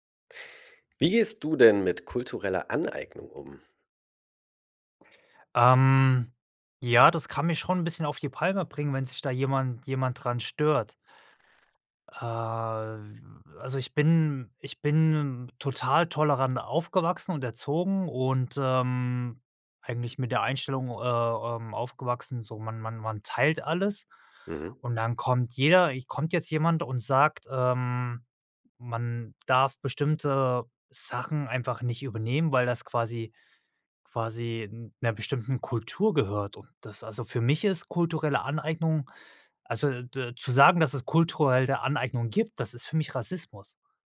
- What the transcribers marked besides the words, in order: other background noise
- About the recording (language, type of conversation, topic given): German, podcast, Wie gehst du mit kultureller Aneignung um?